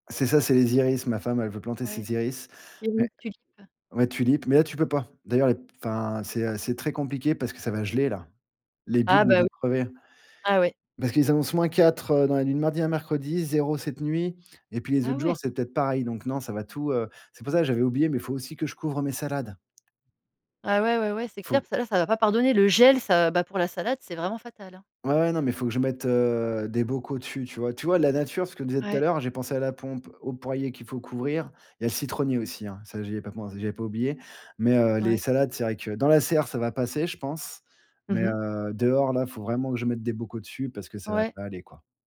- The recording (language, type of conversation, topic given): French, podcast, Qu'est-ce que la nature t'apporte au quotidien?
- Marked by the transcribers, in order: unintelligible speech; other background noise; stressed: "gel"; tapping